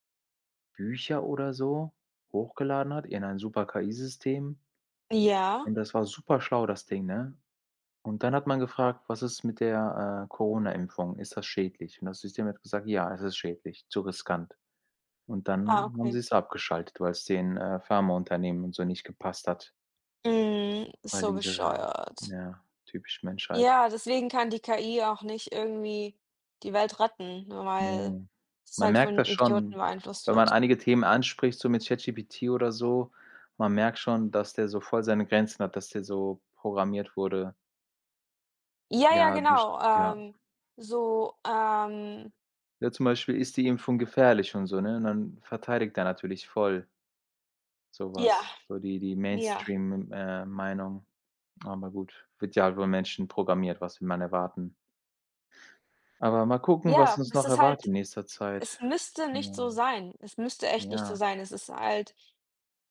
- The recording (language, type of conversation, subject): German, unstructured, Welche wissenschaftliche Entdeckung hat dich glücklich gemacht?
- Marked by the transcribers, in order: disgusted: "so bescheuert"